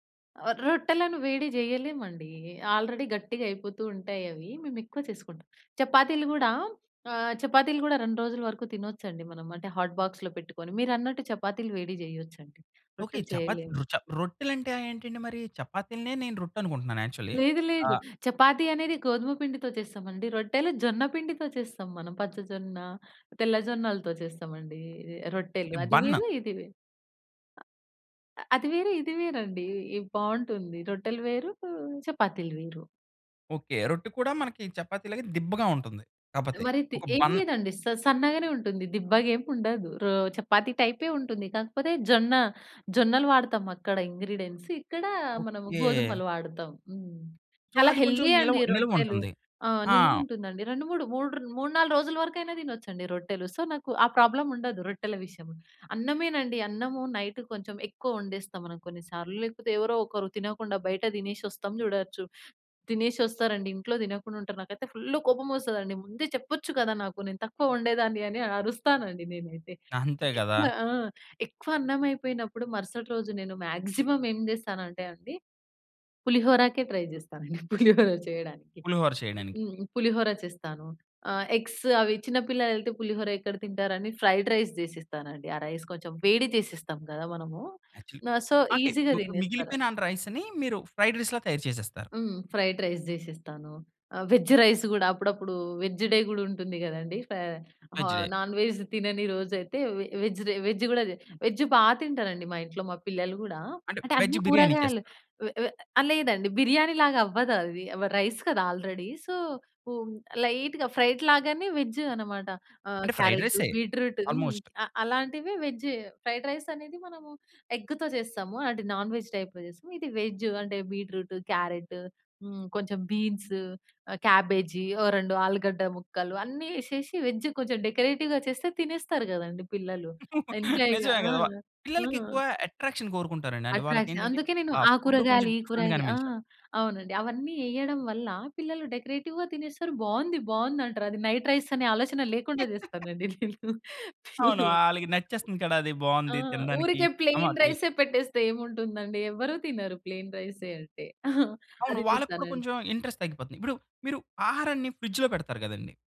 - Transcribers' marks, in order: in English: "ఆల్రెడీ"; in English: "హాట్ బాక్స్‌లో"; in English: "యాక్చువలి"; in English: "బన్"; in English: "ఇంగ్రీడియెంట్స్"; in English: "హెల్తీ"; in English: "సో"; in English: "సో"; in English: "మాక్సిమమ్"; in English: "ట్రై"; chuckle; in English: "ఎగ్స్"; in English: "ఫ్రైడ్ రైస్"; in English: "రైస్"; in English: "యాక్చువల్లీ"; in English: "సో, ఈజీగా"; in English: "రైస్‌ని"; in English: "ఫ్రైడ్ రైస్‌లా"; in English: "ఫ్రైడ్ రైస్"; in English: "వెజ్ డే"; in English: "వెజ్ డే"; in English: "నాన్ వెజ్"; in English: "వె వెజ్ డే, వెజ్"; in English: "రైస్"; in English: "ఆల్రెడీ. సో"; in English: "లైట్‌గా ఫ్రైడ్"; in English: "ఫ్రైడ్"; in English: "ఆల్‌మోస్ట్"; in English: "వెజ్, ఫ్రైడ్"; in English: "నాన్ వెజ్ టైప్‌లో"; in English: "వెజ్"; in English: "బీన్స్"; in English: "వెజ్"; in English: "డెకరేటివ్‌గా"; laugh; in English: "ఎంజాయ్‌గా"; in English: "అట్రాక్షన్"; in English: "అట్రాక్షన్"; in English: "డిఫరెంట్‌గా"; in English: "డెకరేటివ్‌గా"; laugh; in English: "నైట్"; laugh; other background noise; in English: "ప్లెయిన్"; in English: "ప్లెయిన్"; giggle; in English: "ఇంట్రెస్ట్"; in English: "ఫ్రిడ్జ్‌లో"
- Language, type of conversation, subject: Telugu, podcast, మిగిలిన ఆహారాన్ని మీరు ఎలా ఉపయోగిస్తారు?